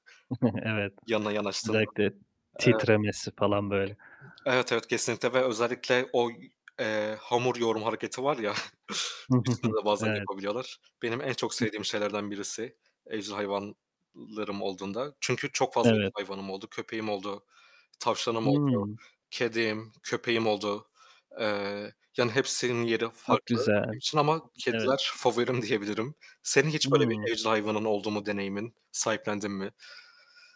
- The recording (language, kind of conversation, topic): Turkish, unstructured, Evcil hayvan sahiplenmenin en büyük faydaları nelerdir?
- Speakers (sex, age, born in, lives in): male, 25-29, Turkey, Poland; male, 30-34, Turkey, Italy
- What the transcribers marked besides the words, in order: chuckle; distorted speech; other background noise; static; chuckle; tapping